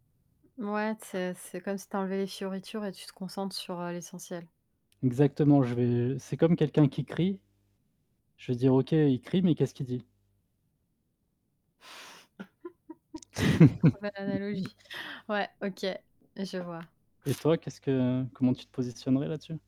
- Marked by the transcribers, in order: static; laugh; other noise
- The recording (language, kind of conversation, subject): French, unstructured, Que ressens-tu lorsqu’un politicien utilise la peur pour convaincre ?